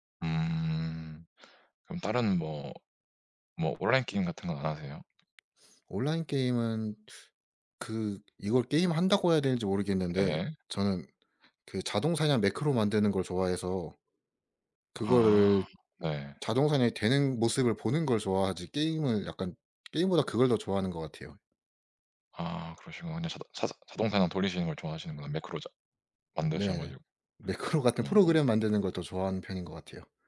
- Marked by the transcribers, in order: other background noise; tapping; sniff
- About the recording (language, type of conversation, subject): Korean, unstructured, 오늘 하루는 보통 어떻게 시작하세요?